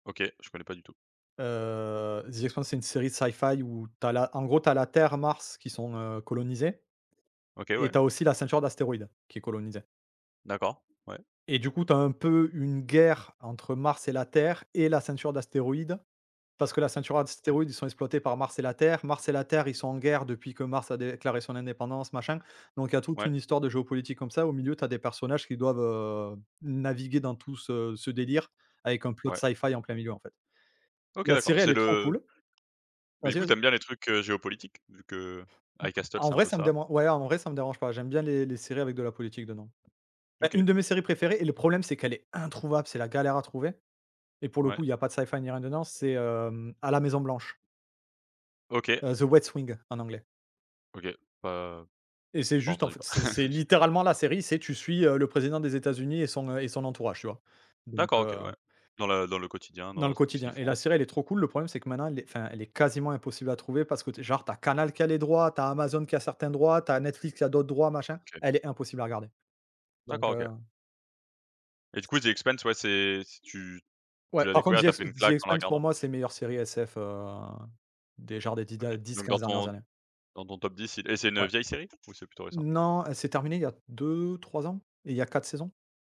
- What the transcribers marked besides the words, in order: in English: "sci-fi"; stressed: "guerre"; in English: "plot sci-fi"; stressed: "introuvable"; in English: "sci-fi"; chuckle; tapping
- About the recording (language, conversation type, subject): French, unstructured, Quelle série télé t’a le plus marqué récemment ?